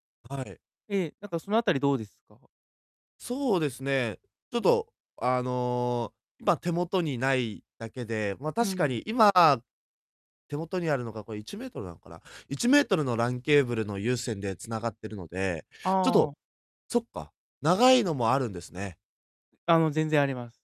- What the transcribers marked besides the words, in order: distorted speech; other background noise
- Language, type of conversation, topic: Japanese, advice, 短い時間でも効率よく作業できるよう、集中力を保つにはどうすればよいですか？